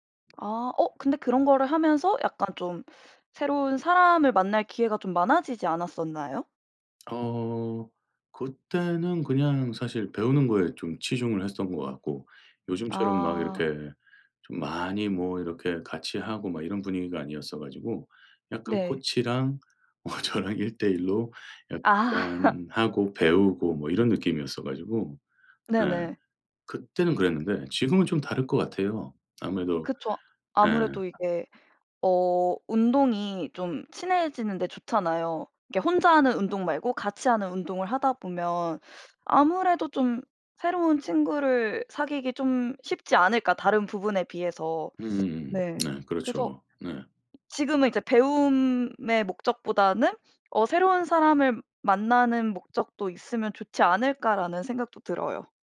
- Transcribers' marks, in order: tapping; laughing while speaking: "뭐 저랑"; laugh; teeth sucking
- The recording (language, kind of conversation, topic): Korean, advice, 새로운 도시로 이사한 뒤 친구를 사귀기 어려운데, 어떻게 하면 좋을까요?